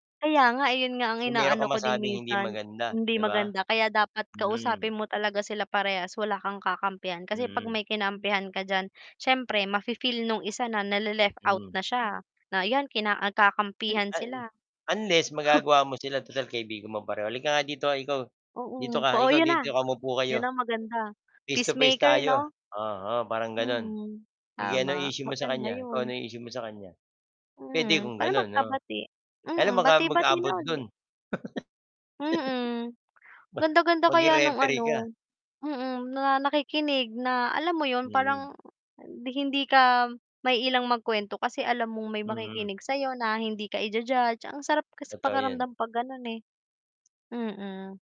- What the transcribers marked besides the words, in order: static; tapping; scoff; other background noise; distorted speech; laugh
- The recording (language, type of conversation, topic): Filipino, unstructured, Ano ang papel ng pakikinig sa paglutas ng alitan?